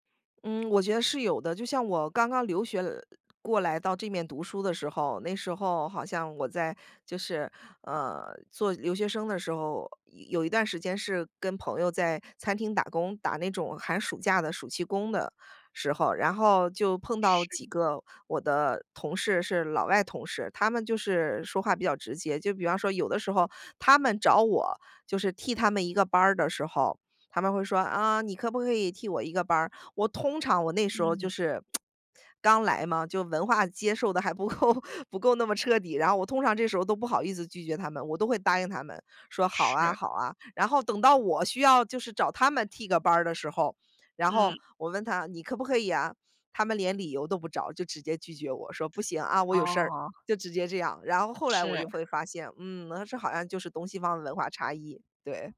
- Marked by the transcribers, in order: tsk; laughing while speaking: "不够 不够那么彻底"
- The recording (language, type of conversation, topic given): Chinese, podcast, 你怎么看待委婉和直白的说话方式？